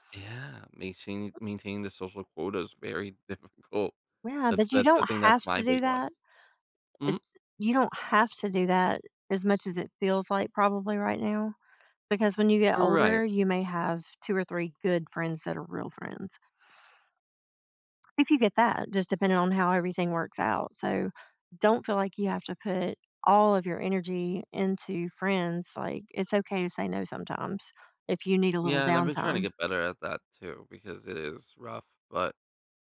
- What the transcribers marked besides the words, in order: other background noise; laughing while speaking: "difficult"
- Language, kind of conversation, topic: English, unstructured, How can I make space for personal growth amid crowded tasks?